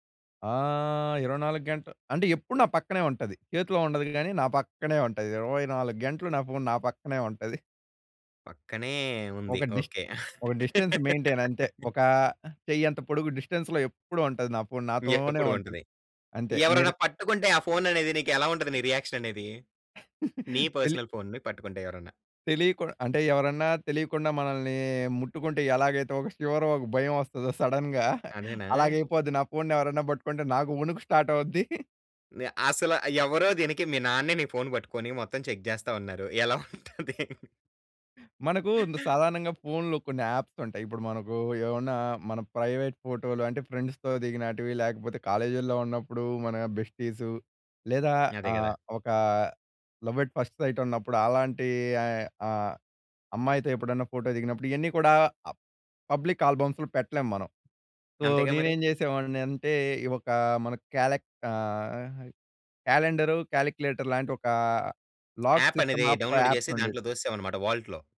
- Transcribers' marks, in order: drawn out: "ఆహ్"; in English: "డిస్టెన్స్ మెయింటెయిన్"; laugh; tapping; in English: "డిస్టెన్స్‌లో"; unintelligible speech; in English: "రియాక్షన్"; in English: "పర్సనల్"; chuckle; in English: "శివర్"; in English: "సడెన్‌గా"; in English: "స్టార్ట్"; chuckle; in English: "చెక్"; laugh; chuckle; in English: "యాప్స్"; in English: "ఫ్రెండ్స్‌తో"; in English: "కాలేజీలో"; in English: "లవ్ అట్ ఫస్ట్ సైట్"; in English: "పబ్లిక్ ఆల్బమ్స్‌లో"; in English: "సో"; in English: "క్యాలెండర్, క్యాలిక్యులేటర్‌లాంటి"; in English: "లాక్ సిస్టమ్ యాప్స్"; in English: "యాప్"; in English: "డౌన్‌లోడ్"; in English: "వాల్ట్‌లో"
- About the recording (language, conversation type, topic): Telugu, podcast, మీ ఫోన్ వల్ల మీ సంబంధాలు ఎలా మారాయి?